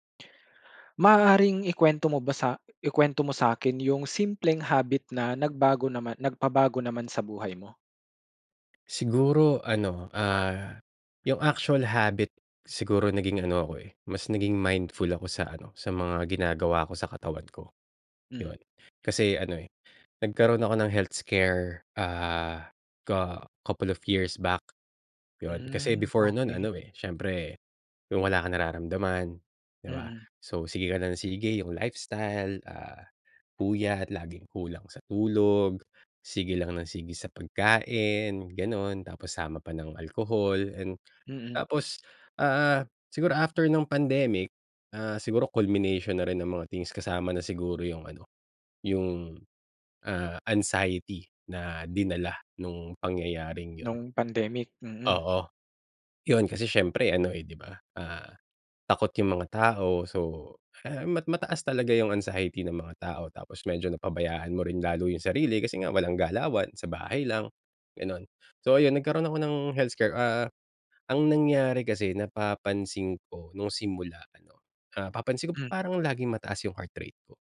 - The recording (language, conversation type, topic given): Filipino, podcast, Anong simpleng gawi ang talagang nagbago ng buhay mo?
- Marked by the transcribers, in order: in English: "actual habit"; in English: "mindful"; in English: "health scare"; in English: "co couple of years back"; in English: "culmination"; unintelligible speech; in English: "health scare"